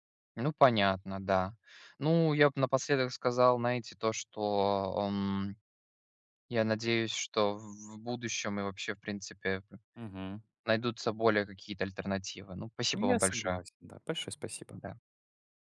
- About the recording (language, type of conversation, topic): Russian, unstructured, Почему многие считают, что вегетарианство навязывается обществу?
- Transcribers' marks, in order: none